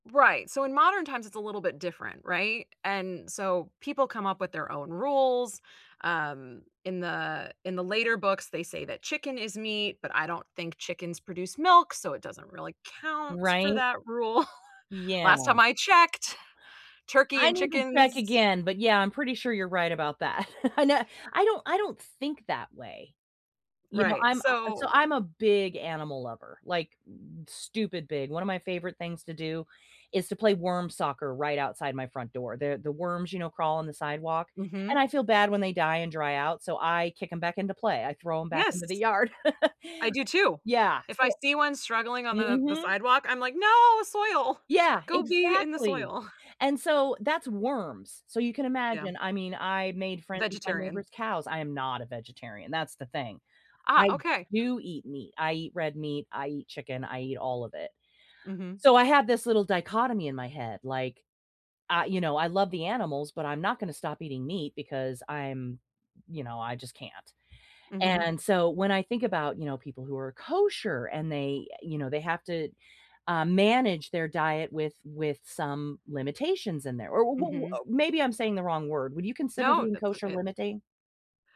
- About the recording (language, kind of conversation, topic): English, unstructured, How does food connect us to culture?
- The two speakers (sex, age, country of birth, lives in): female, 35-39, United States, United States; female, 45-49, United States, United States
- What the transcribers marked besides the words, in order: laughing while speaking: "rule"; other background noise; chuckle; laughing while speaking: "I know"; chuckle